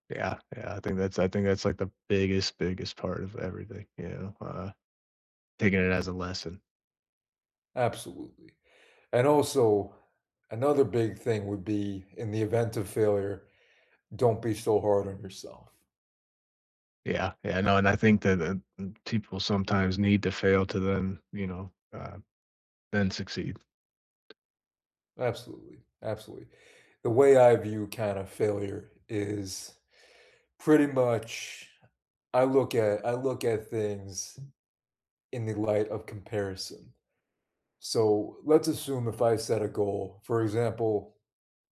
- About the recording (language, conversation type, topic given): English, unstructured, How has your way of coping with loss changed over time?
- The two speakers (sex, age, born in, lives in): male, 18-19, United States, United States; male, 30-34, United States, United States
- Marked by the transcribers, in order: other background noise